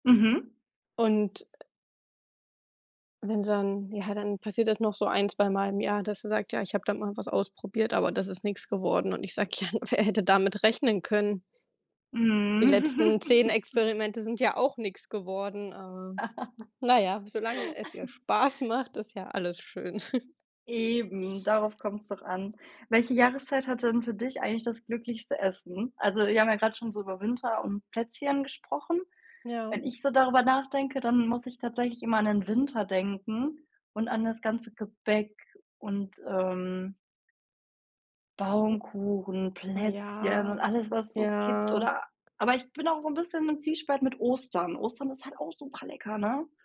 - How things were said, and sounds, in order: laughing while speaking: "Mhm"; chuckle; laugh; tapping; snort; chuckle; unintelligible speech
- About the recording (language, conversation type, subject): German, unstructured, Welche Speisen lösen bei dir Glücksgefühle aus?
- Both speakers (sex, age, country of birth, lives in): female, 25-29, Germany, Germany; female, 25-29, Germany, Germany